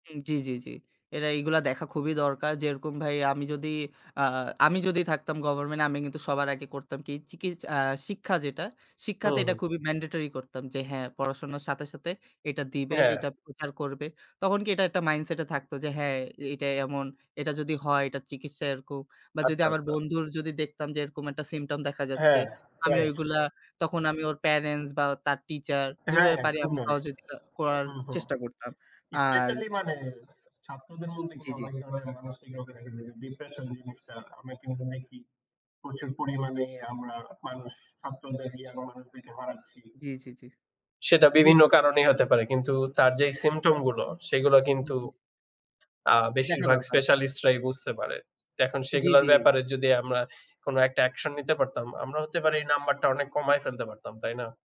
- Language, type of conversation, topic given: Bengali, unstructured, কেন মানসিক রোগকে এখনও অনেক সময় অপরাধ বলে মনে করা হয়?
- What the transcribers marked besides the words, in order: other background noise; "গভর্নমেন্ট" said as "গভর্মেন"; in English: "symptom"; unintelligible speech; in English: "symptom"